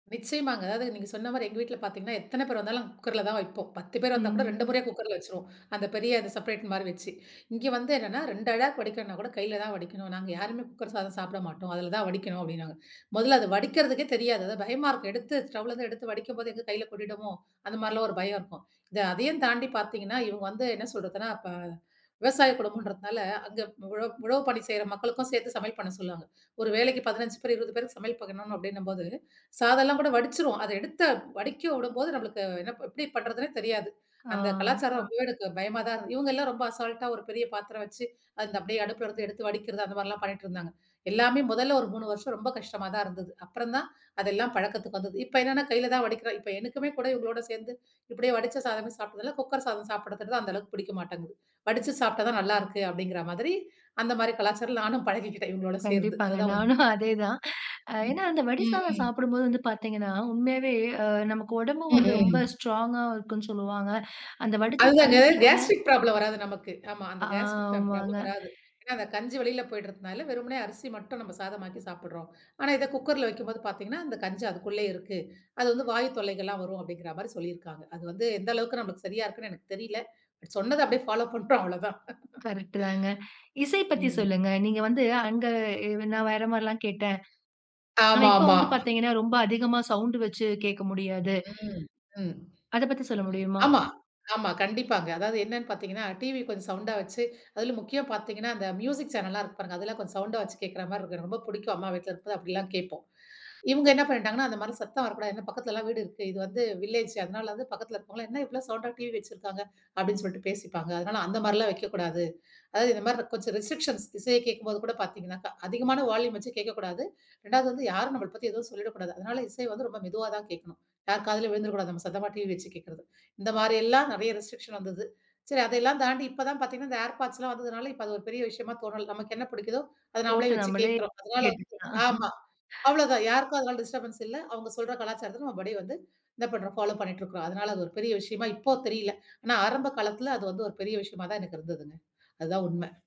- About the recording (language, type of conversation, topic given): Tamil, podcast, வீட்டில் ஆடை, இசை, உணவு வழியாக நம் கலாச்சாரம் எப்படி வெளிப்படுகிறது?
- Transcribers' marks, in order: "சாப்பிடுறது" said as "சாப்பிடத்தறது"; laughing while speaking: "பழகிக்கிட்டேன்"; laughing while speaking: "நானும் அதே தான்"; in English: "ஸ்ட்ராங்கா"; in English: "கேஸ்ட்ரிக் ப்ராப்ளம்"; in English: "கேஸ்ட்ரிக் ப்ராப்ளம்"; drawn out: "ஆமாங்க"; in English: "பட்"; laughing while speaking: "பாலோ பண்றோம் அவ்வளதான்"; in English: "மியூசிக் சேனல்லாம்"; in English: "வில்லேஜ்ஜு"; in English: "ரெஸ்ட்ரிக்க்ஷன்ஸ்"; in English: "வால்யூம்"; in English: "ரெஸ்ட்ரிக்க்ஷன்"; in English: "ஏர்பாட்ஸ்லாம்"; laughing while speaking: "கேட்டுக்கலாம்"; in English: "டிஸ்டர்பன்ஸ்"; in English: "ஃபாலோ"